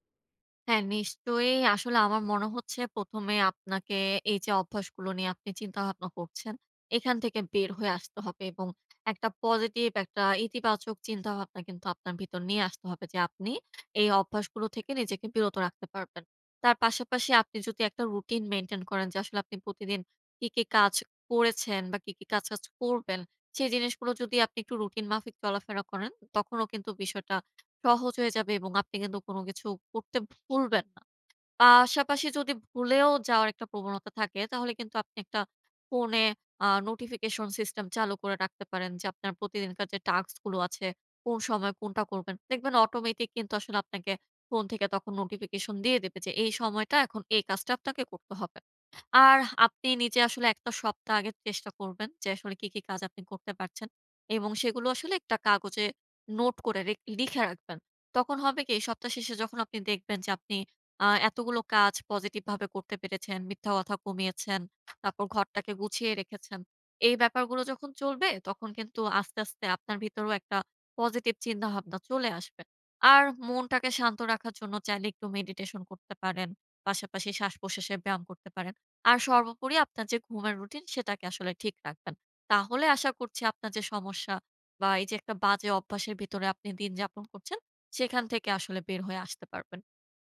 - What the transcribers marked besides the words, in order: in English: "মেইনটেইন"; other background noise; "টাস্কগুলো" said as "টাক্সগুলো"; in English: "অটোমেটিক"; tapping
- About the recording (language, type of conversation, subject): Bengali, advice, আমি কীভাবে আমার খারাপ অভ্যাসের ধারা বুঝে তা বদলাতে পারি?